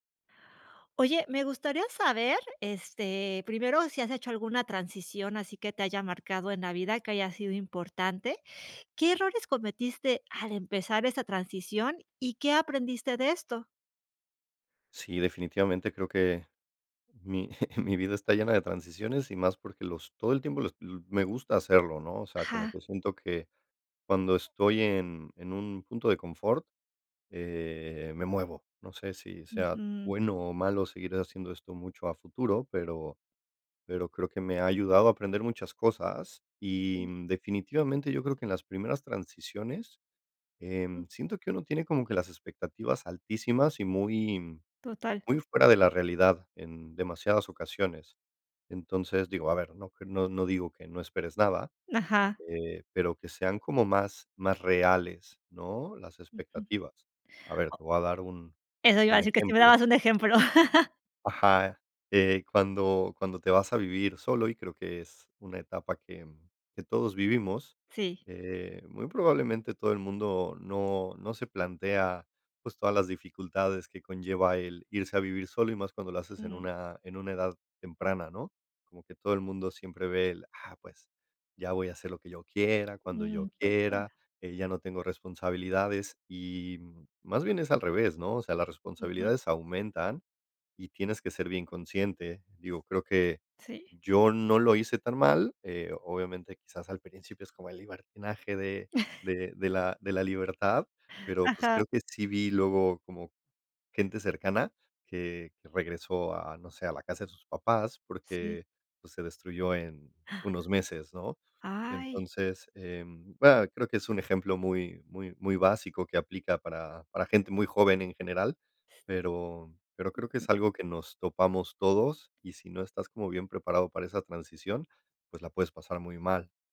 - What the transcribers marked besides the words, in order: laughing while speaking: "mi mi vida"; other noise; giggle; unintelligible speech; chuckle
- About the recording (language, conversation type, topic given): Spanish, podcast, ¿Qué errores cometiste al empezar la transición y qué aprendiste?